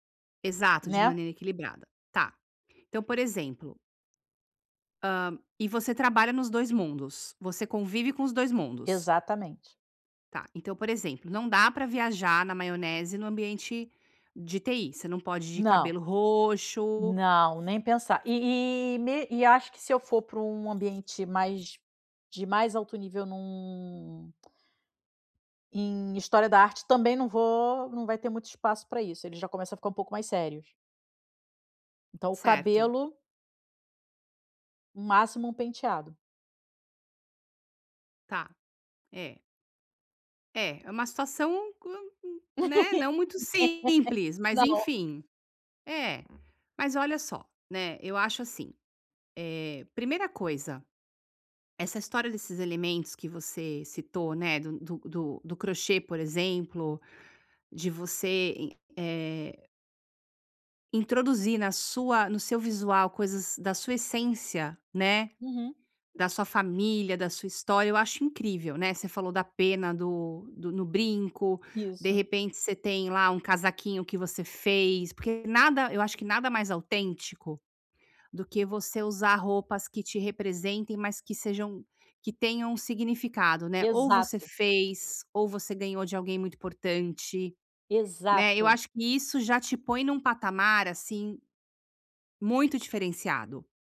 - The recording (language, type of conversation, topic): Portuguese, advice, Como posso descobrir um estilo pessoal autêntico que seja realmente meu?
- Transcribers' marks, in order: other background noise; tongue click; laugh